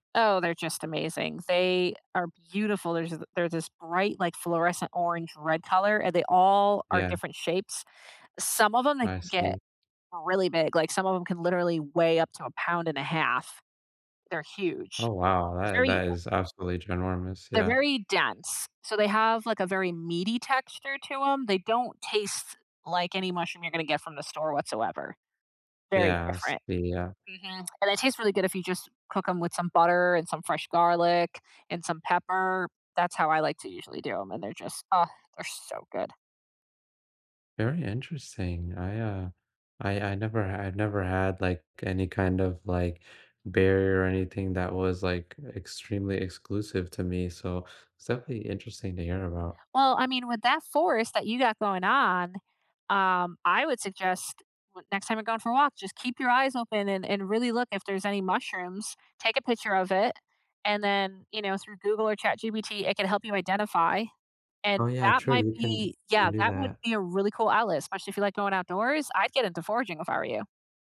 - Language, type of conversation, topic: English, unstructured, What hobby have you picked up recently, and why has it stuck?
- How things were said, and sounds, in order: none